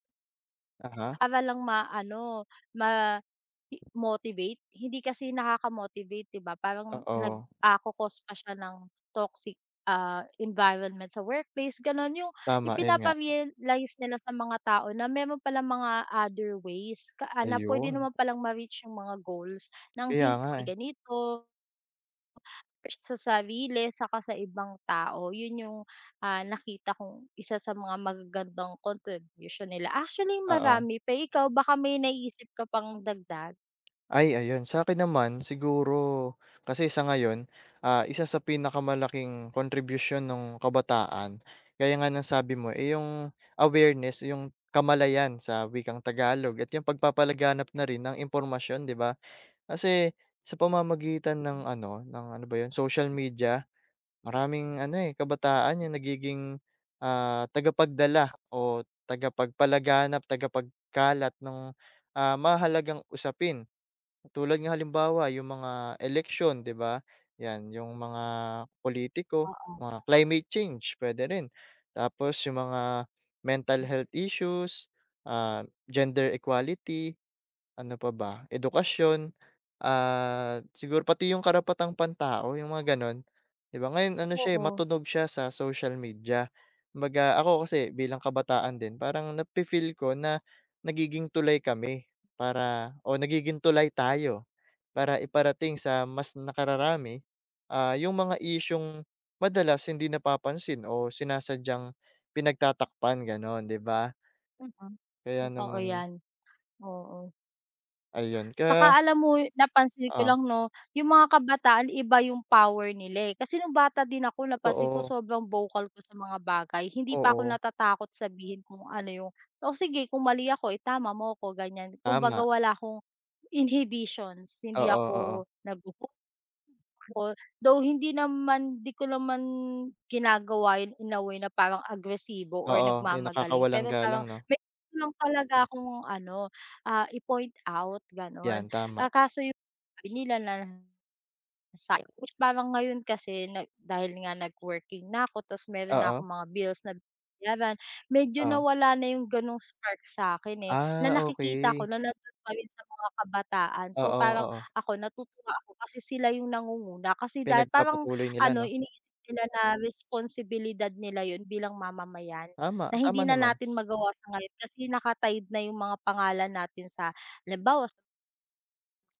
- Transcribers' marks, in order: other background noise; tapping; other animal sound; dog barking; in English: "inhibitions"; unintelligible speech; unintelligible speech
- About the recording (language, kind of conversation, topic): Filipino, unstructured, Paano mo nakikita ang papel ng kabataan sa pagbabago ng lipunan?